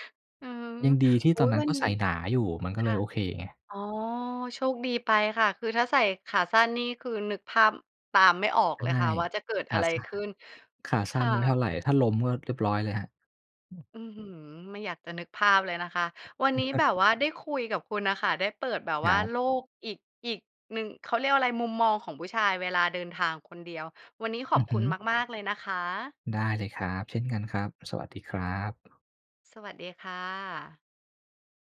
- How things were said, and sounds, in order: chuckle
- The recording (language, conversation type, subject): Thai, podcast, เคยเดินทางคนเดียวแล้วเป็นยังไงบ้าง?